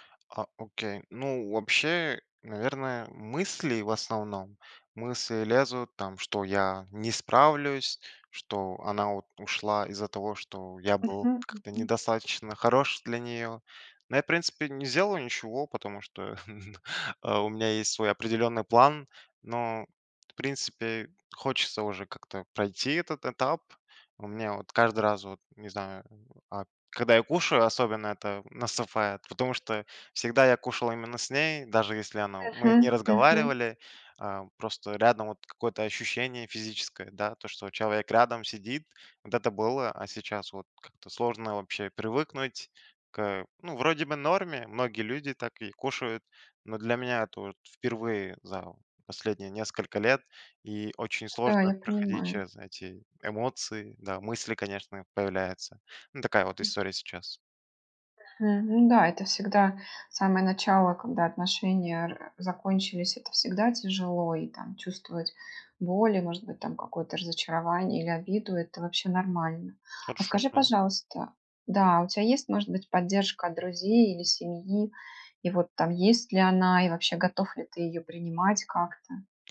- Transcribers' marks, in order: laugh; tapping
- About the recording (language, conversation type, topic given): Russian, advice, Как пережить расставание после долгих отношений или развод?